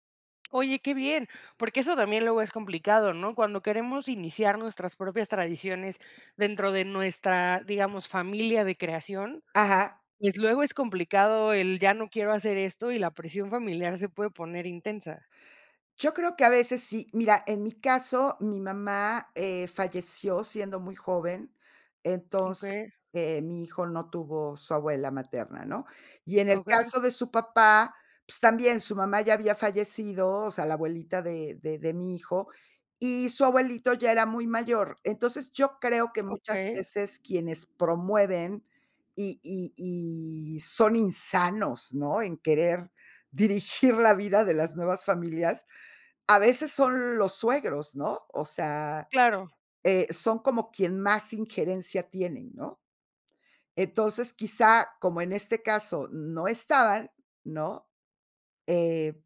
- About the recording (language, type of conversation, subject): Spanish, podcast, ¿Cómo decides qué tradiciones seguir o dejar atrás?
- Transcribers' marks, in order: none